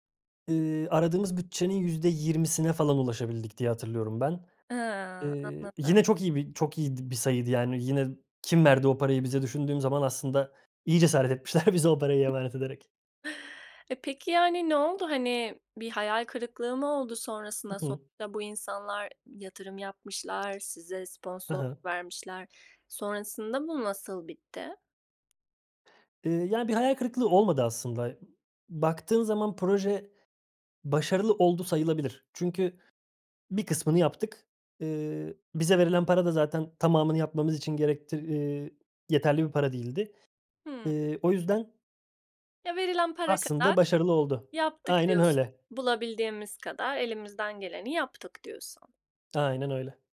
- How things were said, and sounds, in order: other background noise; laughing while speaking: "etmişler"
- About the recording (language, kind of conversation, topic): Turkish, podcast, En sevdiğin yaratıcı projen neydi ve hikâyesini anlatır mısın?